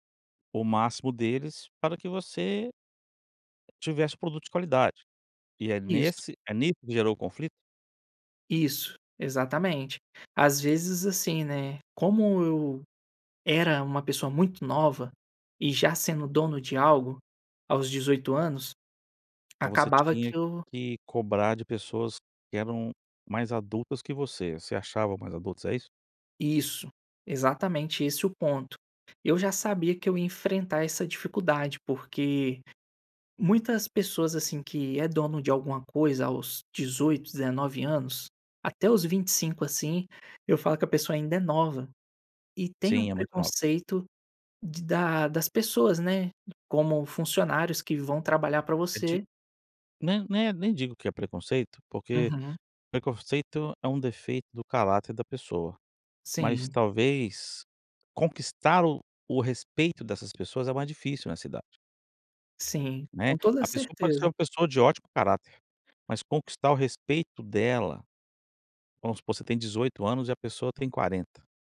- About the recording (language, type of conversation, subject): Portuguese, podcast, Como dar um feedback difícil sem perder a confiança da outra pessoa?
- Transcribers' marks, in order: other background noise